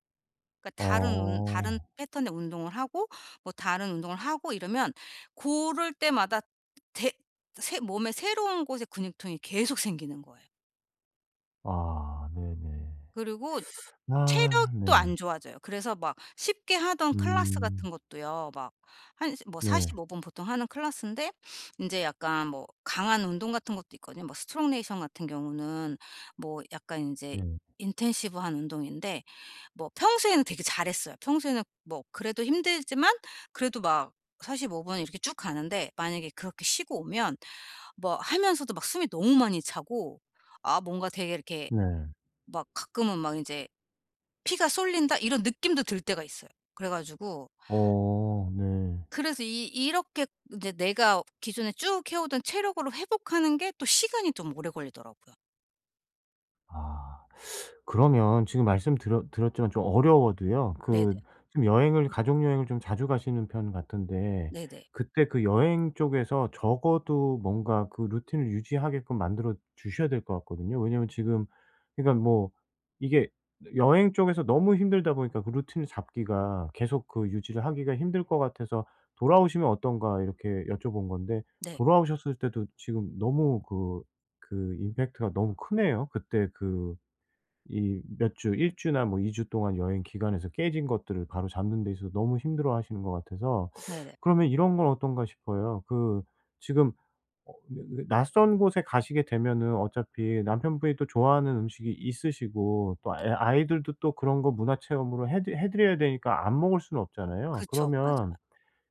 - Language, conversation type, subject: Korean, advice, 여행이나 주말 일정 변화가 있을 때 평소 루틴을 어떻게 조정하면 좋을까요?
- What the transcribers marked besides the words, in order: other background noise; teeth sucking; in English: "스트롱 네이션"; in English: "인텐시브한"; teeth sucking; teeth sucking